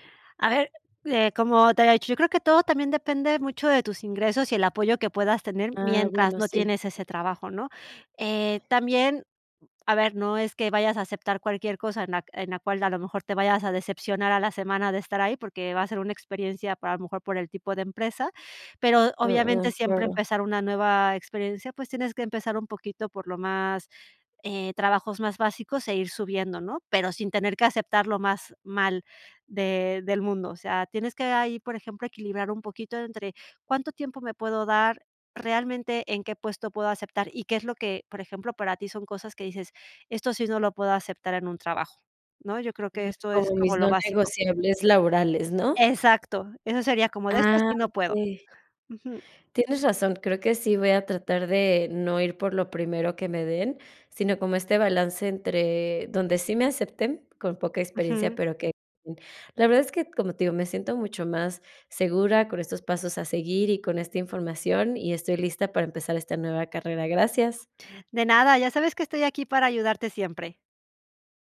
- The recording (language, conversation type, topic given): Spanish, advice, ¿Cómo puedo replantear mi rumbo profesional después de perder mi trabajo?
- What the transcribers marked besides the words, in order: none